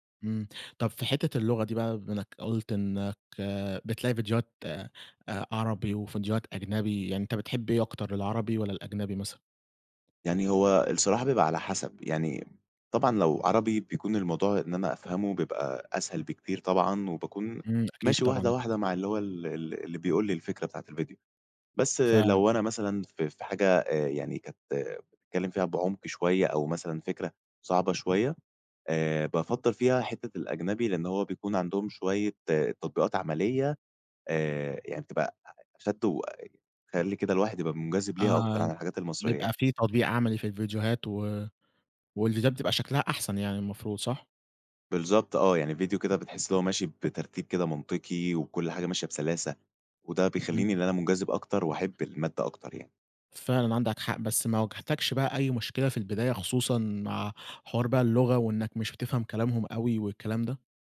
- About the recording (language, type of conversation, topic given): Arabic, podcast, إيه رأيك في دور الإنترنت في التعليم دلوقتي؟
- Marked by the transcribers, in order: tapping